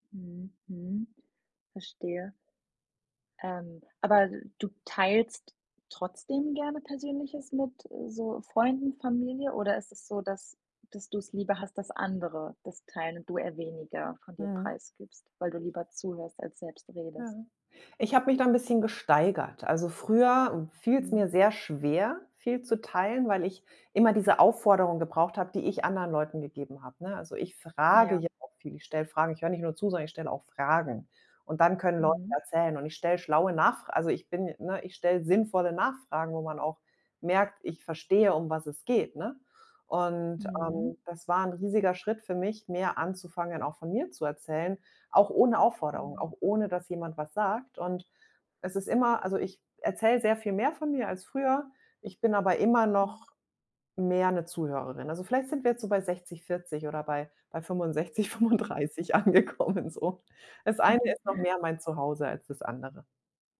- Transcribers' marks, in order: laughing while speaking: "fünfundsechzig fünfunddreißig angekommen, so"; tapping
- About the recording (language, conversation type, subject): German, podcast, Woran merkst du, dass dir jemand wirklich zuhört?